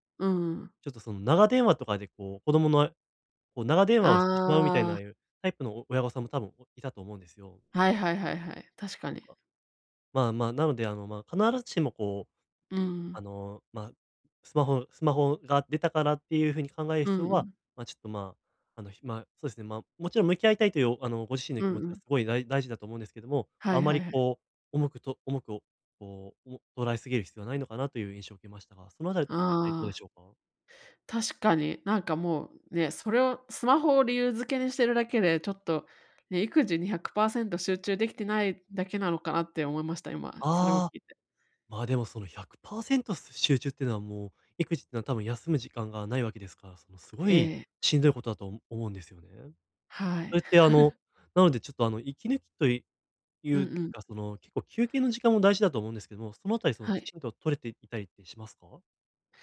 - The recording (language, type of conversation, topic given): Japanese, advice, 集中したい時間にスマホや通知から距離を置くには、どう始めればよいですか？
- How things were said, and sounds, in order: tapping; other background noise; chuckle